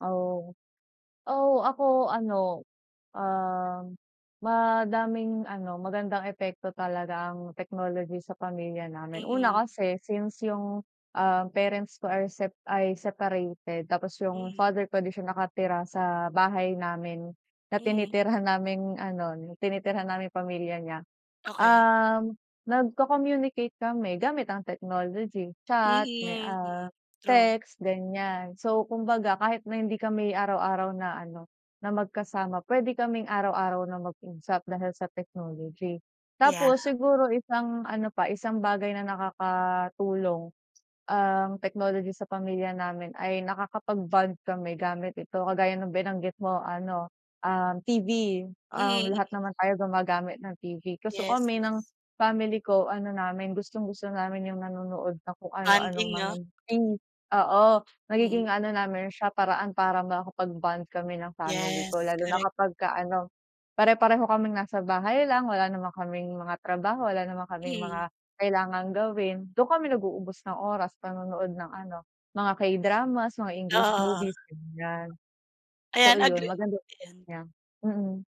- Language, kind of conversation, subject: Filipino, unstructured, Ano ang magagandang epekto ng teknolohiya sa pamilya mo?
- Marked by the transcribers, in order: tapping; in English: "English movies"